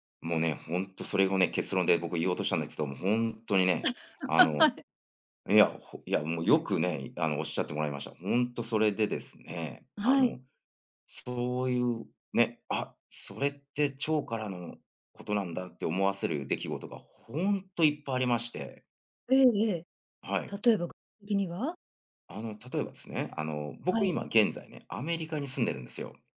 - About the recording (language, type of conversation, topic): Japanese, podcast, 食文化に関して、特に印象に残っている体験は何ですか?
- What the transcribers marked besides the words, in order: laughing while speaking: "はい"